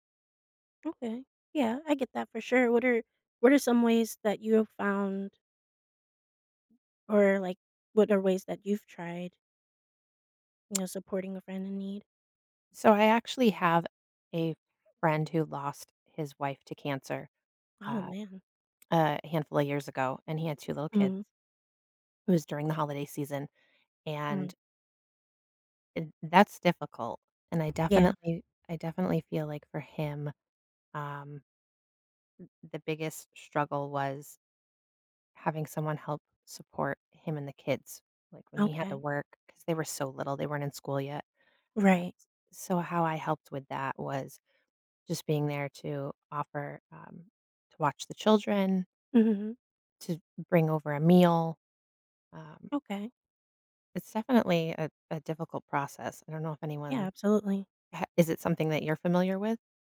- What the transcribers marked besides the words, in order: tsk
- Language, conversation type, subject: English, unstructured, How can someone support a friend who is grieving?
- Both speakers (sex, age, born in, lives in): female, 30-34, United States, United States; female, 40-44, United States, United States